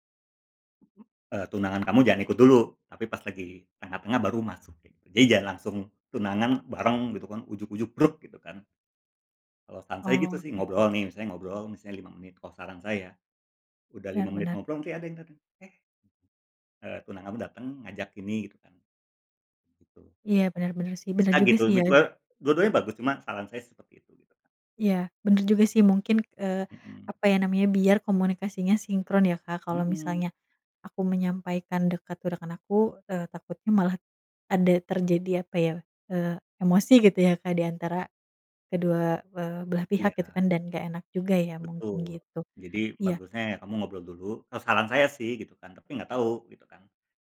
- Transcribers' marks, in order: other background noise
- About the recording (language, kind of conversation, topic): Indonesian, advice, Bagaimana cara menetapkan batas dengan mantan yang masih sering menghubungi Anda?